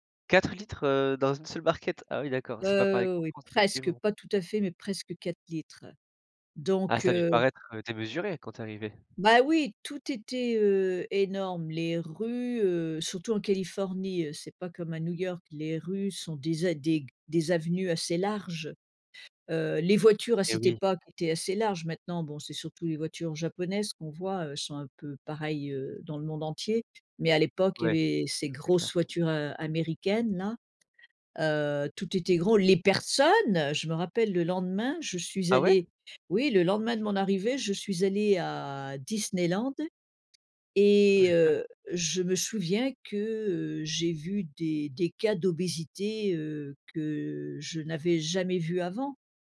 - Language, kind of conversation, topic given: French, podcast, Qu’est-ce qui te fait parfois te sentir entre deux cultures ?
- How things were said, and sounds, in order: stressed: "quatre"; tapping; other background noise; stressed: "personnes"